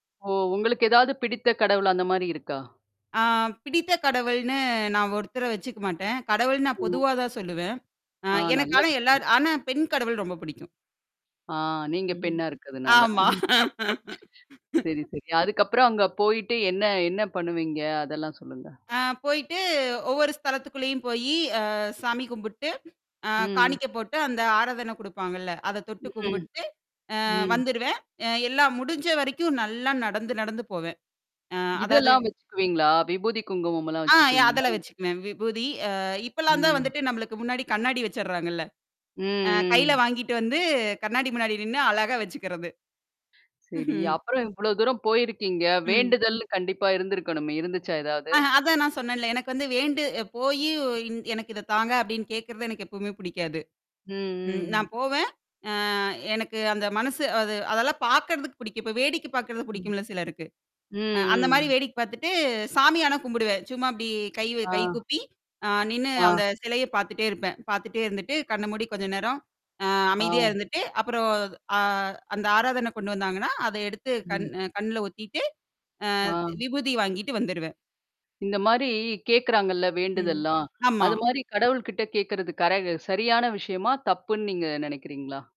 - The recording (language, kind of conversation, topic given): Tamil, podcast, ஒரு தெய்வாலயத்தைப் பார்த்த பிறகு உங்களுக்குள் ஏற்பட்ட மாற்றம் என்ன?
- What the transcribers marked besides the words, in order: static; mechanical hum; distorted speech; chuckle; other background noise; laugh; other noise; chuckle; tapping